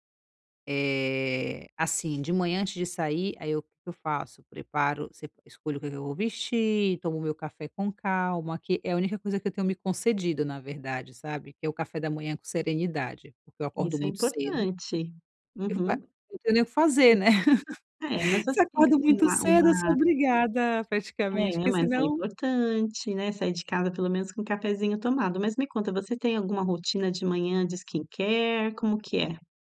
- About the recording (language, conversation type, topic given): Portuguese, advice, Como posso planejar blocos de tempo para o autocuidado diário?
- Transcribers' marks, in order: unintelligible speech; chuckle